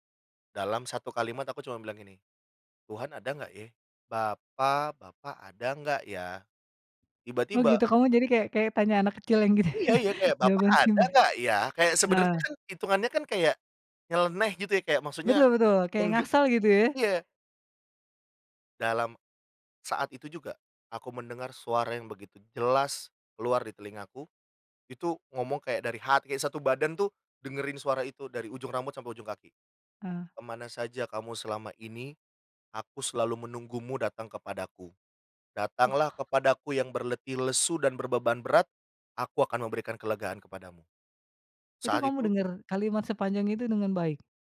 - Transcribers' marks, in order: other background noise; put-on voice: "Bapa ada enggak ya?"; laughing while speaking: "gitu"
- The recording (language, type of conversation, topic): Indonesian, podcast, Siapa orang yang pernah membantumu berubah menjadi lebih baik?